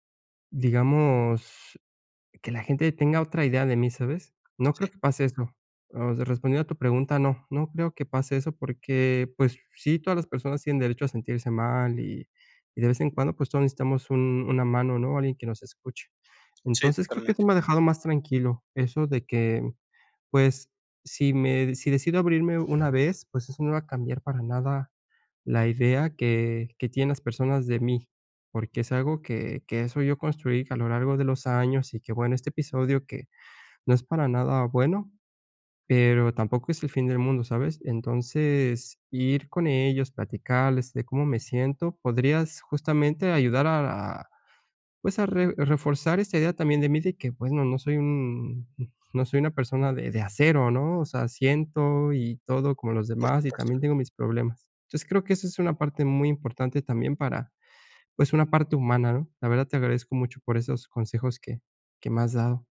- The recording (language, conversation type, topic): Spanish, advice, ¿Cómo puedo pedir apoyo emocional sin sentirme juzgado?
- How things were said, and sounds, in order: other noise; other background noise